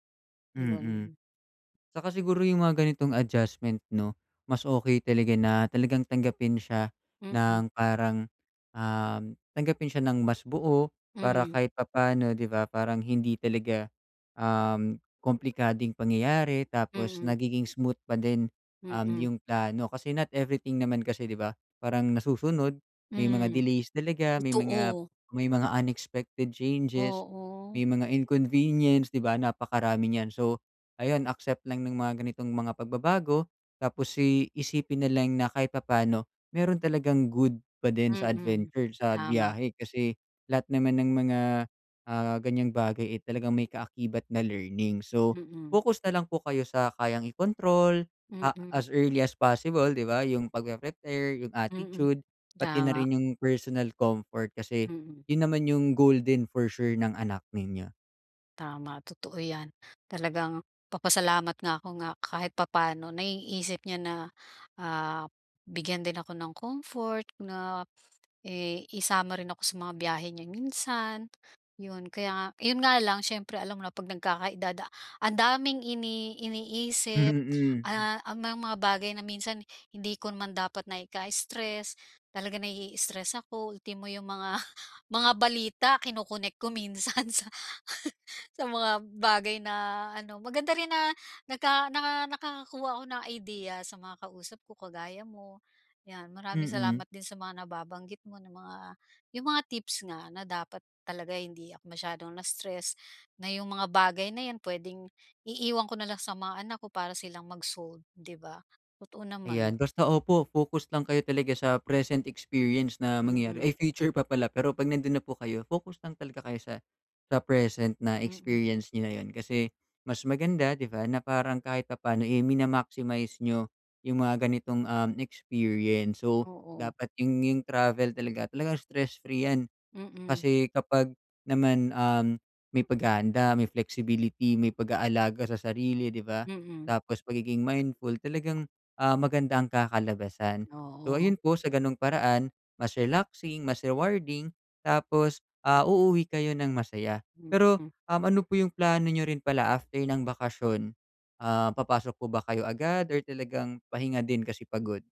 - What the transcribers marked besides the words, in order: in English: "not everything"; in English: "unexpected changes"; in English: "personal comfort"; in English: "for sure"; laughing while speaking: "mga"; laughing while speaking: "minsan sa"; in English: "flexibility"
- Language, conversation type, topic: Filipino, advice, Paano ko mababawasan ang stress kapag nagbibiyahe o nagbabakasyon ako?